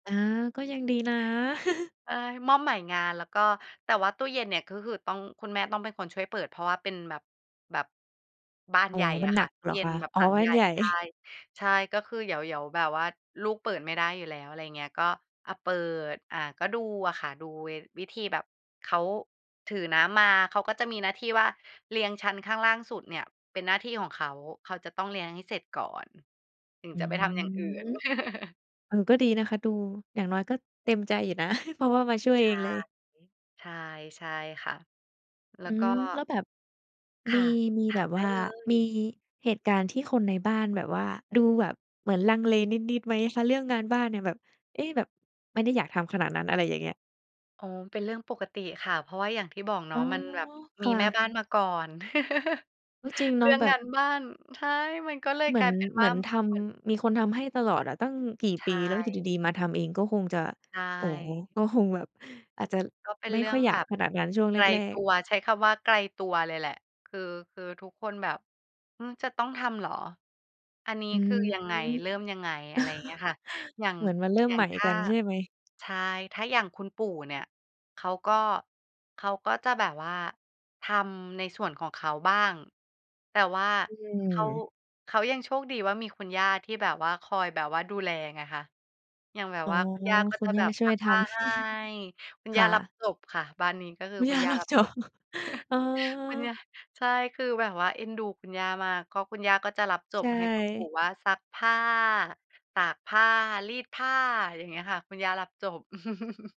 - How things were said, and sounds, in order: chuckle; chuckle; drawn out: "อืม"; chuckle; chuckle; chuckle; chuckle; chuckle; laughing while speaking: "คุณย่ารับจบ"; chuckle; chuckle
- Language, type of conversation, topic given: Thai, podcast, จะแบ่งงานบ้านกับคนในครอบครัวยังไงให้ลงตัว?